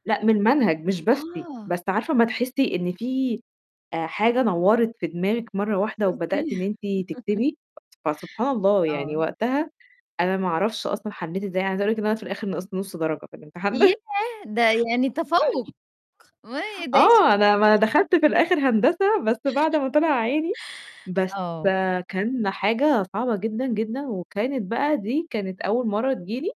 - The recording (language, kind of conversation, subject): Arabic, podcast, إيه اللي بتعمله أول ما تحس بنوبة قلق فجأة؟
- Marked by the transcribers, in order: laughing while speaking: "شوفتي"; tapping; laugh; laughing while speaking: "الإمتحان ده"; distorted speech; laugh